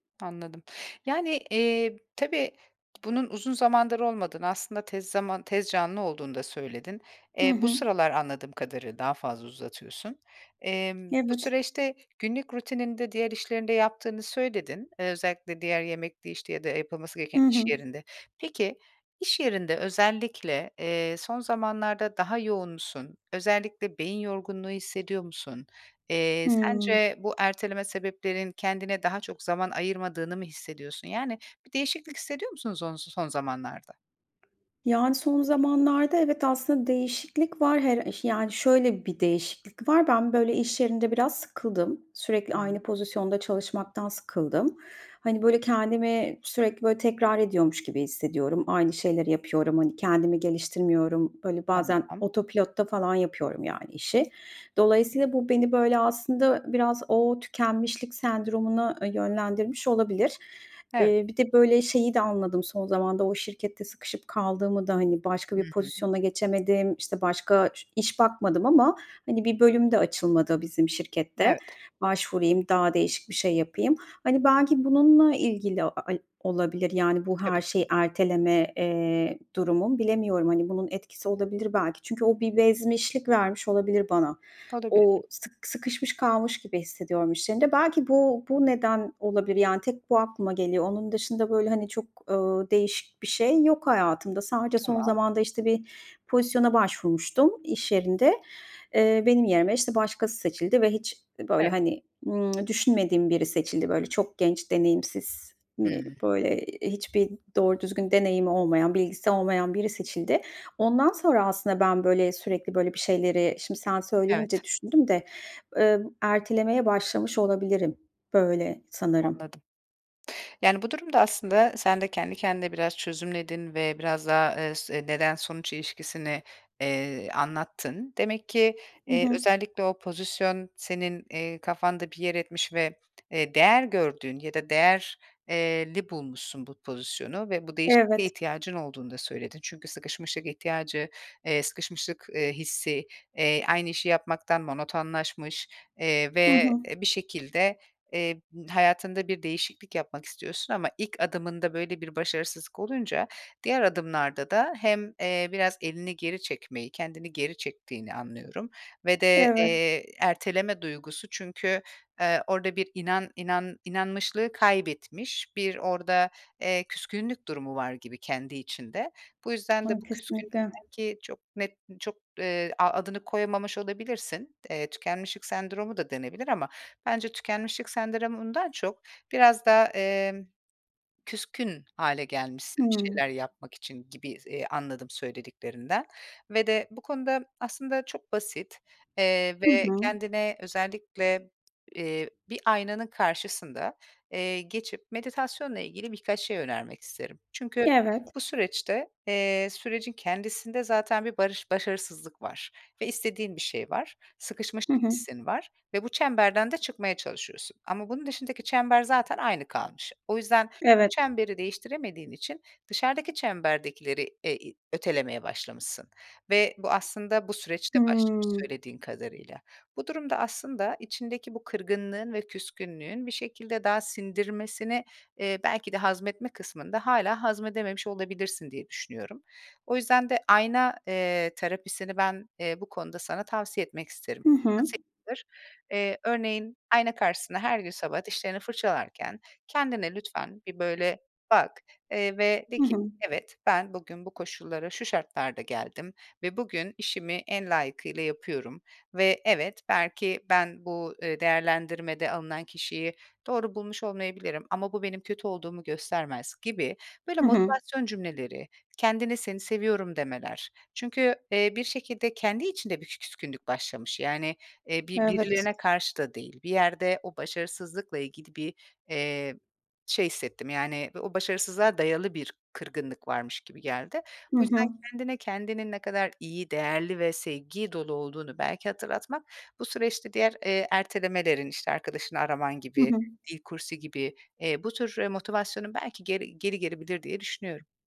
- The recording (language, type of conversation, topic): Turkish, advice, Sürekli erteleme alışkanlığını nasıl kırabilirim?
- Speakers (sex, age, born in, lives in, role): female, 40-44, Turkey, Malta, user; female, 40-44, Turkey, Portugal, advisor
- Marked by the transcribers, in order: other background noise; tapping; other noise